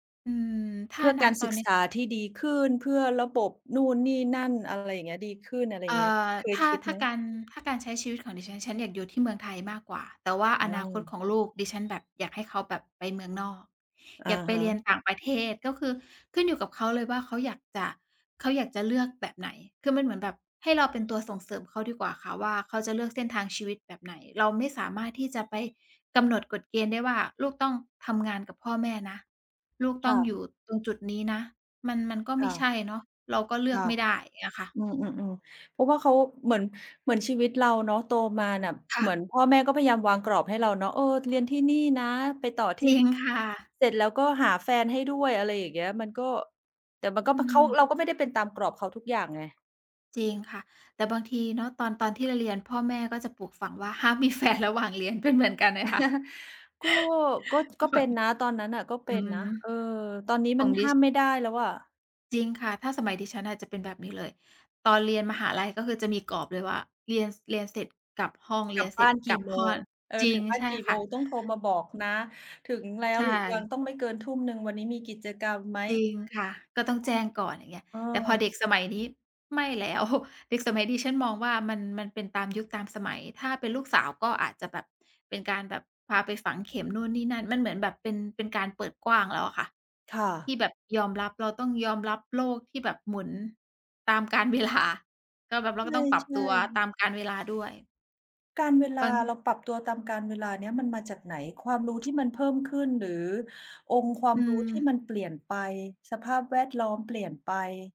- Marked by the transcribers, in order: other background noise; tapping; laughing while speaking: "แฟน"; chuckle; chuckle; laughing while speaking: "เวลา"
- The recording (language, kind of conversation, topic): Thai, unstructured, เป้าหมายที่สำคัญที่สุดในชีวิตของคุณคืออะไร?